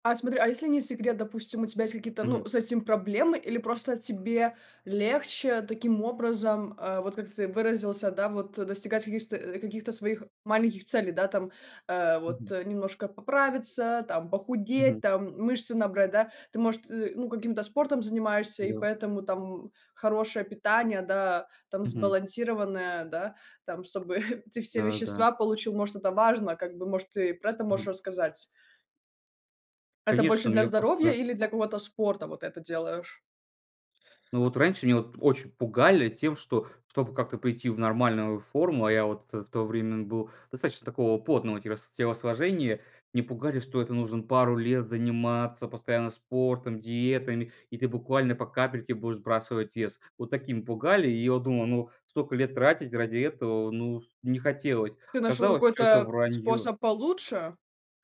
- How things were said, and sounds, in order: "чтобы" said as "собы"; chuckle; tapping; other background noise
- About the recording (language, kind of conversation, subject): Russian, podcast, Какие небольшие привычки сильнее всего изменили твою жизнь?